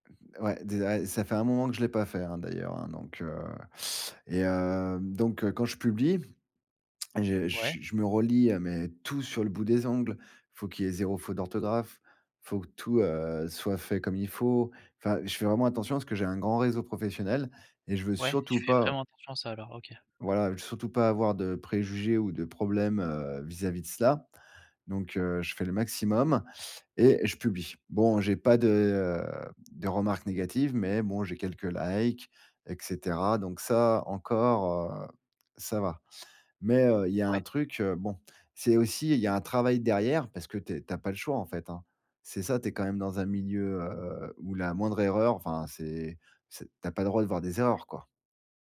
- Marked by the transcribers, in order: in English: "likes"
- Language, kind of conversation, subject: French, podcast, Comment gères-tu la peur du jugement avant de publier ?